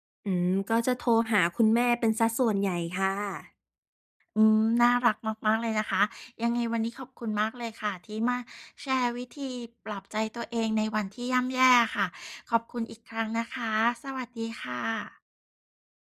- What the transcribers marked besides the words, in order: none
- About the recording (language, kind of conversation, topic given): Thai, podcast, ในช่วงเวลาที่ย่ำแย่ คุณมีวิธีปลอบใจตัวเองอย่างไร?